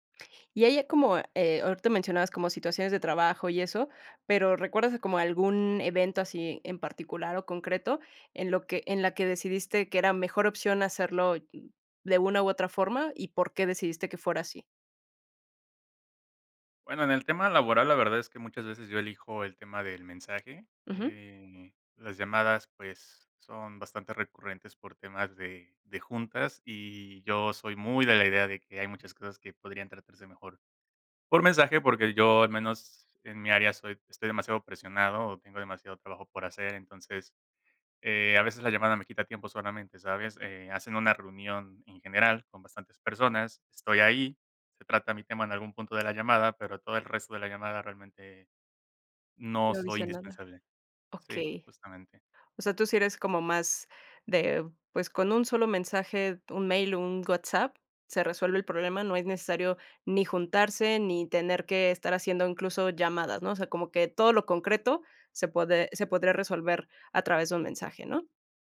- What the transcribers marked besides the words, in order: tapping
- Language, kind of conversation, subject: Spanish, podcast, ¿Prefieres hablar cara a cara, por mensaje o por llamada?